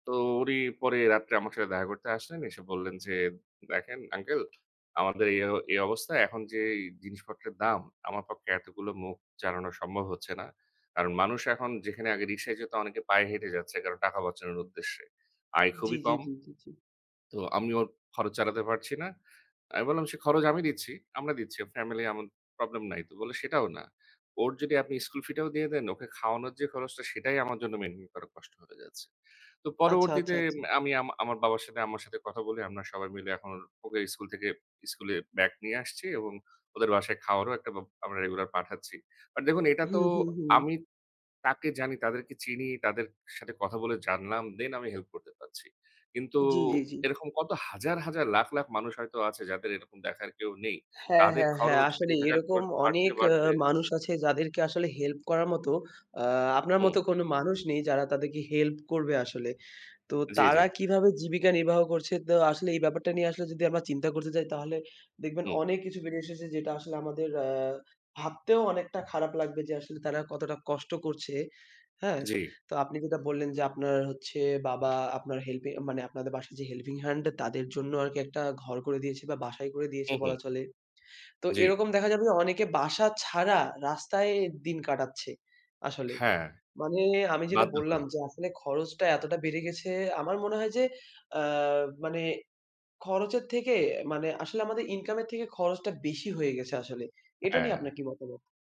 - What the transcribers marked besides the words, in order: tapping; in English: "হেল্পিং হ্যান্ড"
- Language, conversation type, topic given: Bengali, unstructured, বেঁচে থাকার খরচ বেড়ে যাওয়া সম্পর্কে আপনার মতামত কী?